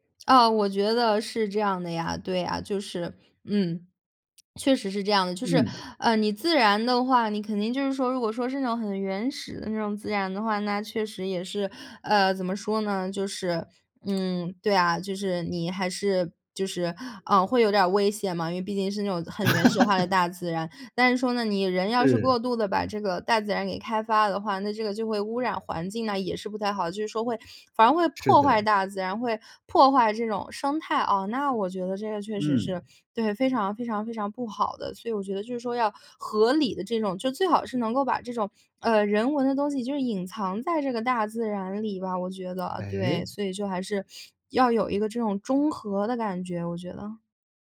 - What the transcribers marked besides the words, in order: other background noise; tapping; laugh; other noise
- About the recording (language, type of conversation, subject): Chinese, podcast, 你最早一次亲近大自然的记忆是什么？